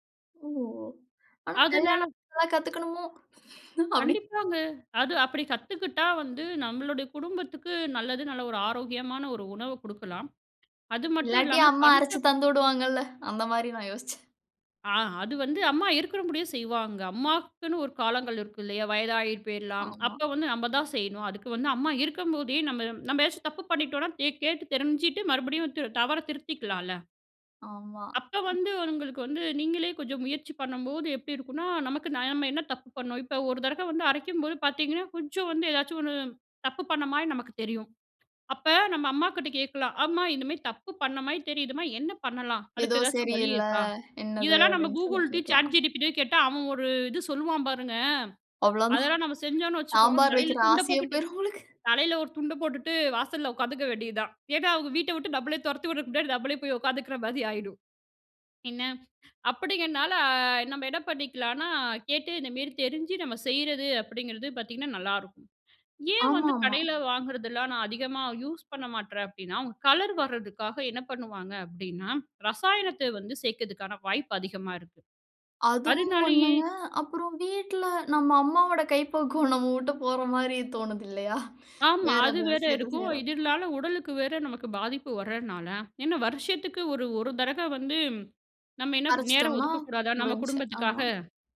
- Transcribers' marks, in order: chuckle; other noise; laughing while speaking: "அவ்ளோதான். சாம்பார் வைக்கிற ஆசையே போயிரும் உங்களுக்கு!"; laughing while speaking: "ஏனா, அவங்க வீட்ட விட்டு நம்மள … உக்காந்துக்குற மாரி ஆயிரும்"; "சேக்கறதுக்கான" said as "சேக்கதுக்கான"; laughing while speaking: "போற மாரி தோணுது இல்லையா?"; "இதுனால" said as "இதுளால"; other background noise
- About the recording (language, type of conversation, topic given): Tamil, podcast, மசாலா கலவையை எப்படித் தயாரிக்கலாம்?